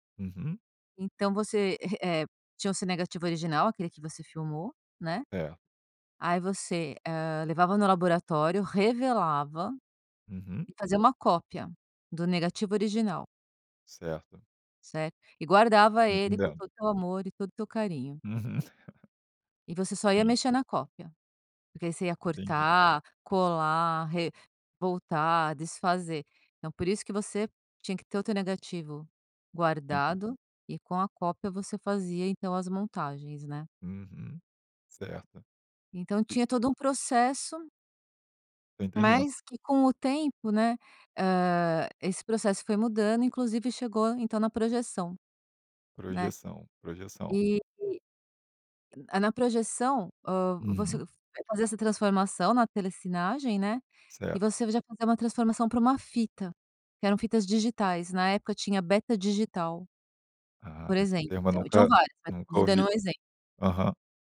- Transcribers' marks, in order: chuckle
- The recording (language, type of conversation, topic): Portuguese, podcast, Qual estratégia simples você recomenda para relaxar em cinco minutos?
- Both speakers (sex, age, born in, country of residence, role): female, 50-54, Brazil, France, guest; male, 30-34, Brazil, Germany, host